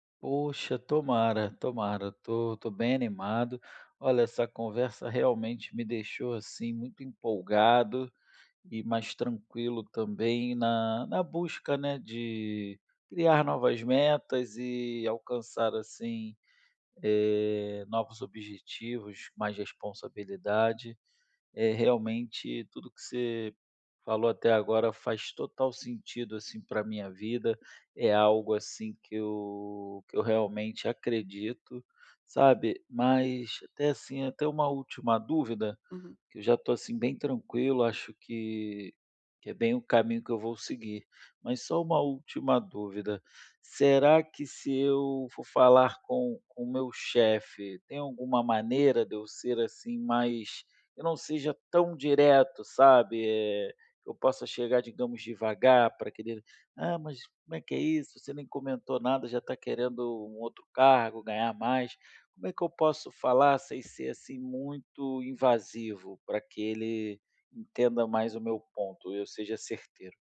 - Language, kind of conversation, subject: Portuguese, advice, Como posso definir metas de carreira claras e alcançáveis?
- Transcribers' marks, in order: none